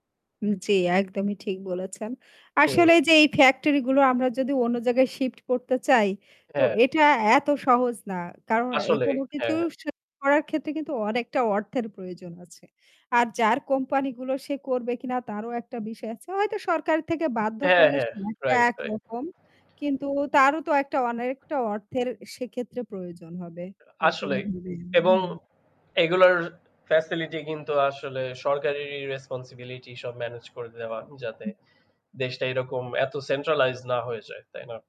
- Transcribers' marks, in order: static; distorted speech; unintelligible speech; other background noise; in English: "রেসপনসিবিলিটি"; in English: "সেন্ট্রালাইজড"
- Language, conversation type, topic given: Bengali, unstructured, আপনি কি প্রাকৃতিক পরিবেশে সময় কাটাতে বেশি পছন্দ করেন?